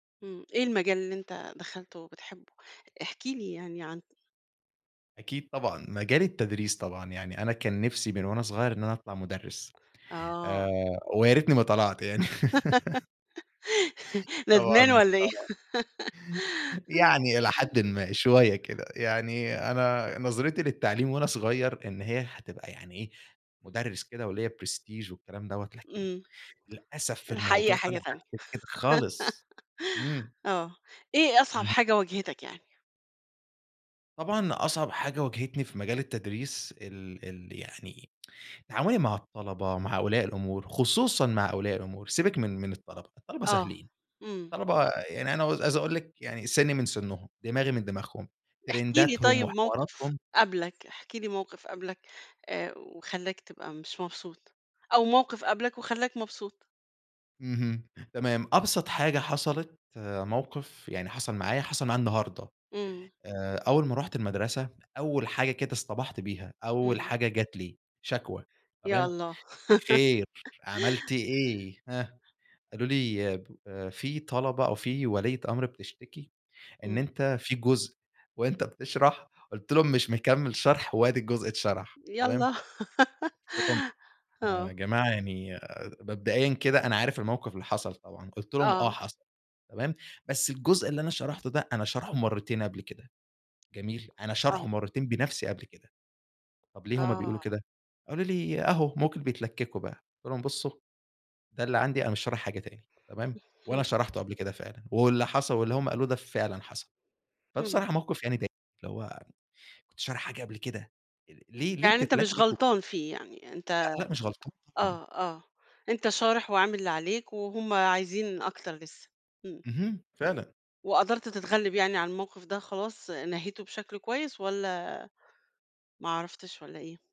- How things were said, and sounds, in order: laugh; laugh; in English: "prestige"; laugh; in English: "ترنْداتهم"; laugh; laugh
- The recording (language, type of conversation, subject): Arabic, podcast, إزاي بدأت مشوارك المهني؟